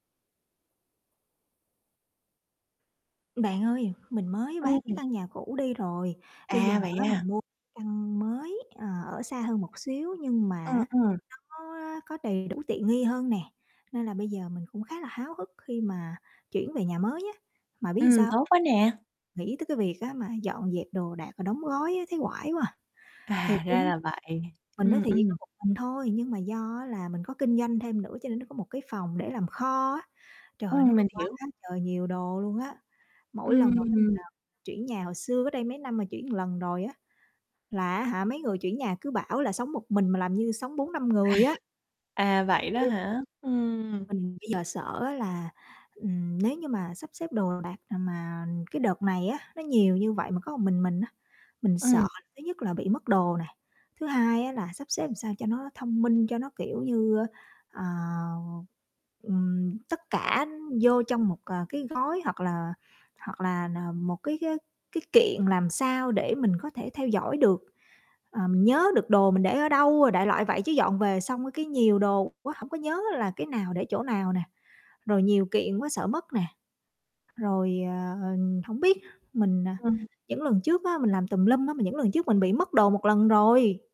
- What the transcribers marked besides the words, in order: static; other background noise; distorted speech; tapping; "oải" said as "quoải"; laughing while speaking: "À"; unintelligible speech; "một" said as "ờn"; "làm" said as "ừn"
- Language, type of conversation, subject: Vietnamese, advice, Tôi nên bắt đầu sắp xếp đồ đạc và đóng gói nhà khi chuyển đi như thế nào?